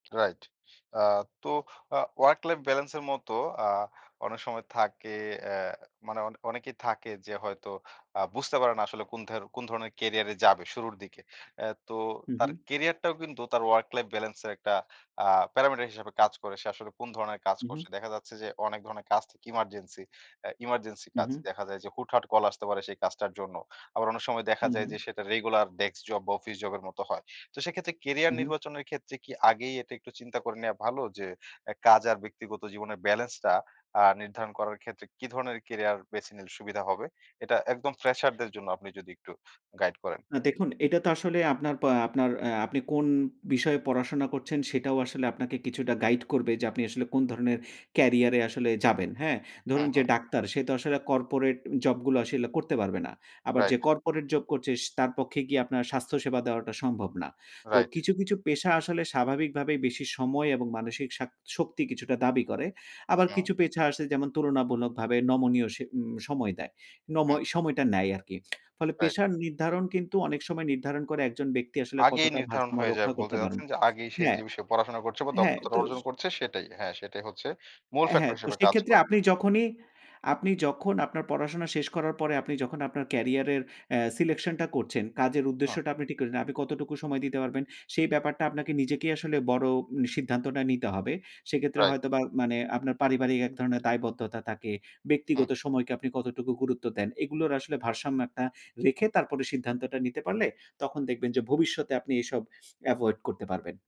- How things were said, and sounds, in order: in English: "emergency"; in English: "emergency"; "পেশা" said as "পেছা"; in English: "selection"
- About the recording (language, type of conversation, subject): Bengali, podcast, আপনি কাজ আর ব্যক্তিগত জীবনের ভারসাম্য কীভাবে বজায় রাখেন?
- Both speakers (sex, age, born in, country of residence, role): male, 25-29, Bangladesh, Bangladesh, host; male, 35-39, Bangladesh, Finland, guest